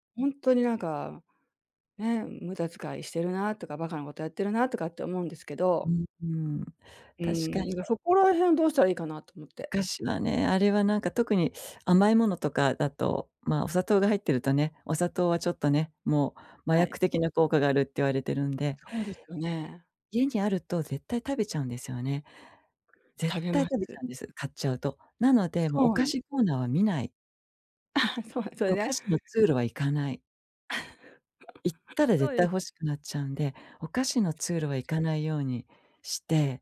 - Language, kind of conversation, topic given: Japanese, advice, 買い物で一時的な幸福感を求めてしまう衝動買いを減らすにはどうすればいいですか？
- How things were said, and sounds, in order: other noise; other background noise; laughing while speaking: "あ、そう"; chuckle; tapping; unintelligible speech